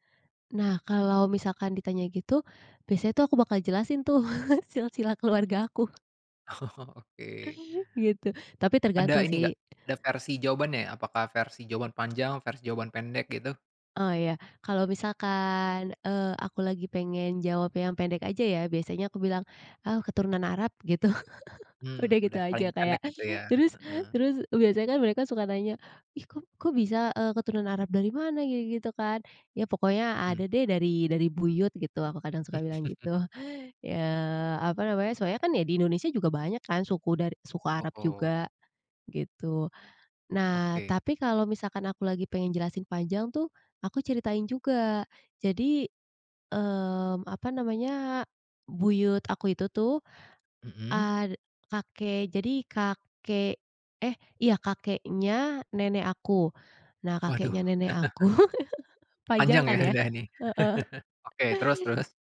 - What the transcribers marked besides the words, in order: chuckle; laughing while speaking: "silsilah keluarga aku"; laughing while speaking: "Oh"; chuckle; chuckle; tapping; other background noise; chuckle
- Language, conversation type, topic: Indonesian, podcast, Pernah ditanya "Kamu asli dari mana?" bagaimana kamu menjawabnya?